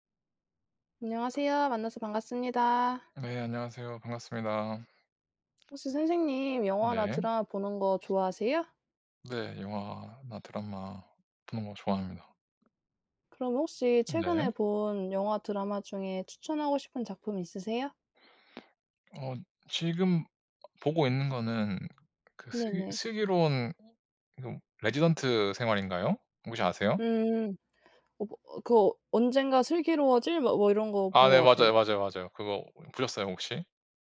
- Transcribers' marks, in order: other background noise; tapping
- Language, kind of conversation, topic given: Korean, unstructured, 최근에 본 영화나 드라마 중 추천하고 싶은 작품이 있나요?